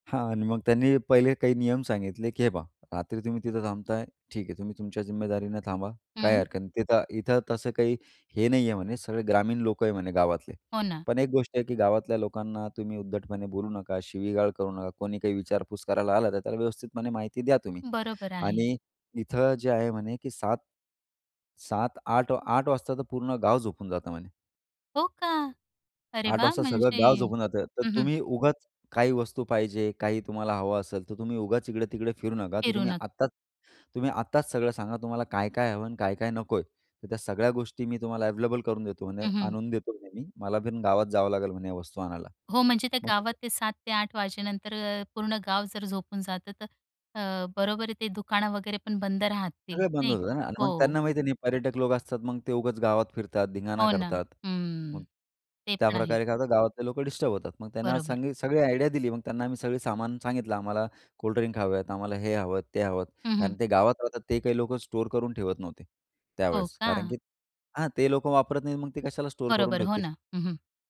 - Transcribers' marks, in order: surprised: "हो का? अरे वाह! म्हणजे"; in English: "आयडिया"; in English: "कोल्ड ड्रिंक"
- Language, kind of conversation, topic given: Marathi, podcast, कॅम्पफायर करताना कोणते नियम पाळायला हवेत?